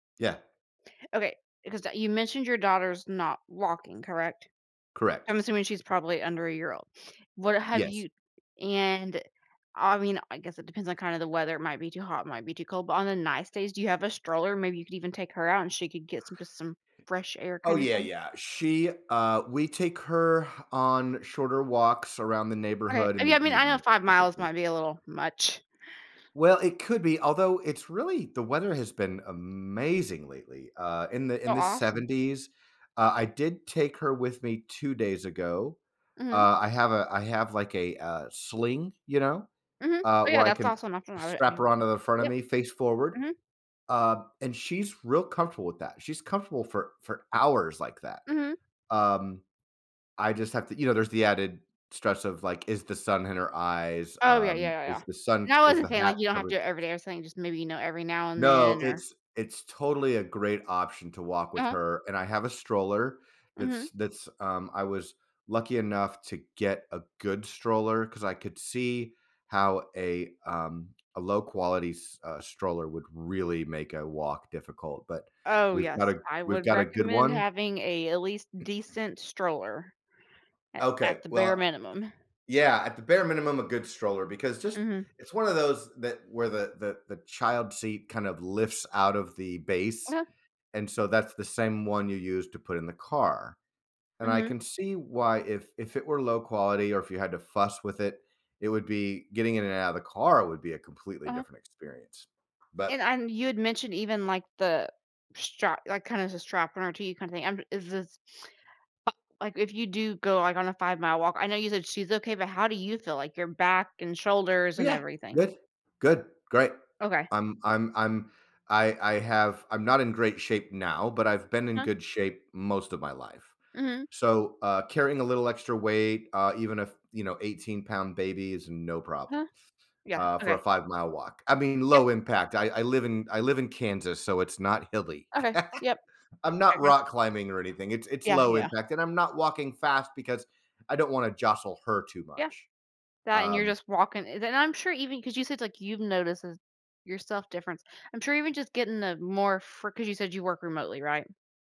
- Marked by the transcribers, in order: tapping; stressed: "amazing"; unintelligible speech; other background noise; laugh
- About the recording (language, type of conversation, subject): English, advice, How do I start a fitness routine?